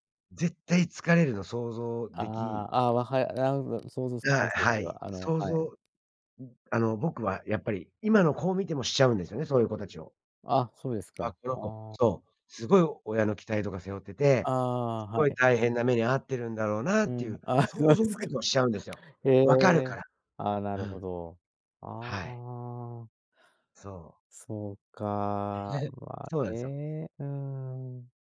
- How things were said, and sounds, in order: none
- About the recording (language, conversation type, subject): Japanese, podcast, 他人の目を気にしすぎたらどうする？